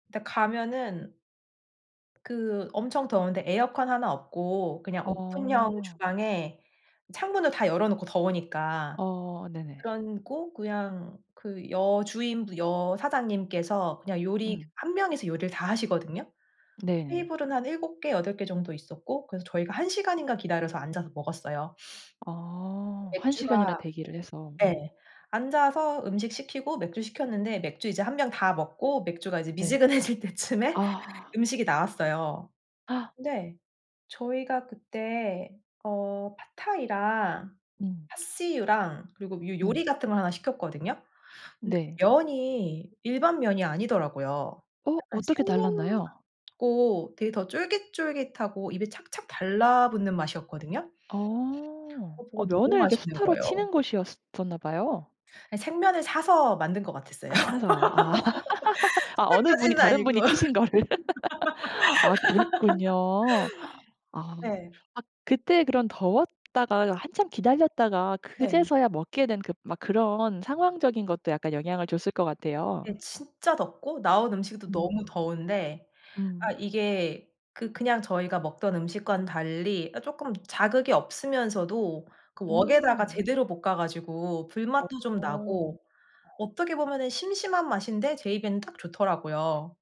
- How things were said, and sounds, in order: tapping; laughing while speaking: "미지근해질 때쯤에"; other background noise; gasp; laughing while speaking: "아"; laugh; laughing while speaking: "같았어요. 수타까지는 아니고"; laugh
- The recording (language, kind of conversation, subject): Korean, podcast, 가장 기억에 남는 여행은 언제였나요?
- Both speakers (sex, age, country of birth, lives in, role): female, 35-39, South Korea, Netherlands, guest; female, 35-39, South Korea, Sweden, host